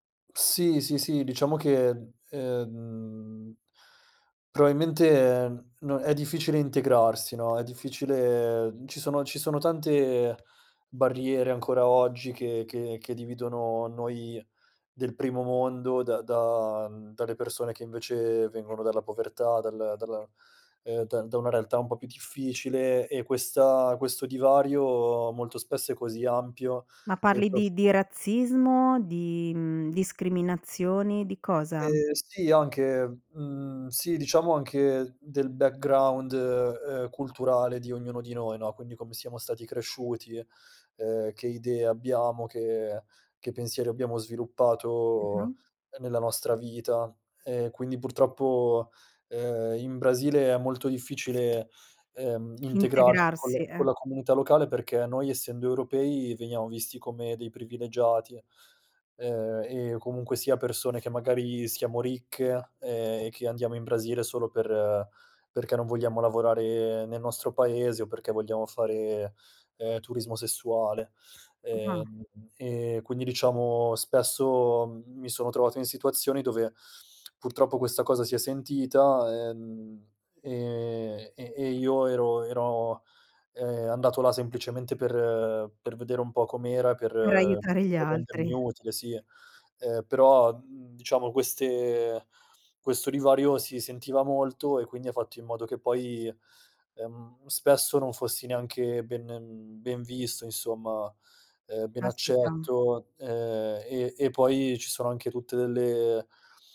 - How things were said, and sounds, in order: "probabilmente" said as "proabilmente"; tapping; other background noise
- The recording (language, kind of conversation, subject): Italian, podcast, Come è cambiata la tua identità vivendo in posti diversi?